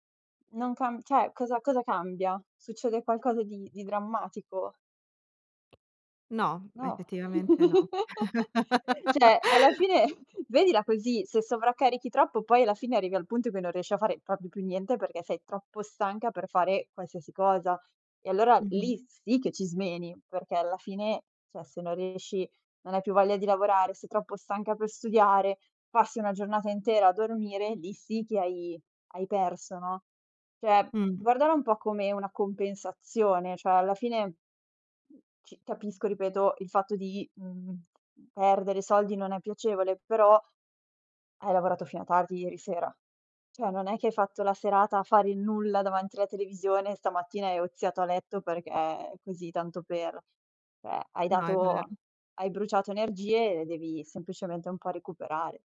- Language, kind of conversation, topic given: Italian, advice, Perché non riesci a rispettare le scadenze personali o professionali?
- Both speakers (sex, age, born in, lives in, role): female, 25-29, Italy, Italy, advisor; female, 25-29, Italy, Italy, user
- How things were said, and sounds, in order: "cioè" said as "ceh"; other background noise; chuckle; "Cioè" said as "ceh"; laughing while speaking: "fine"; laugh; "proprio" said as "propio"; "cioè" said as "ceh"; "Cioè" said as "ceh"; "cioè" said as "ceh"; "Cioè" said as "ceh"; "Cioè" said as "ceh"